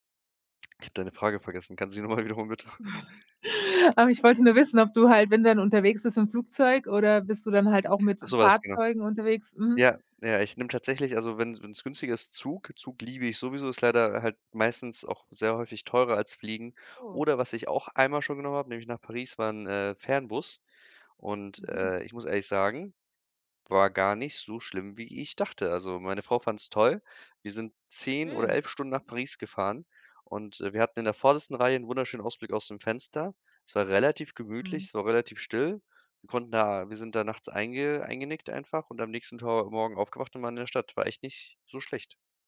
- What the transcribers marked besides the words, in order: laughing while speaking: "noch mal wiederholen, bitte?"; chuckle
- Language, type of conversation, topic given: German, podcast, Was ist dein wichtigster Reisetipp, den jeder kennen sollte?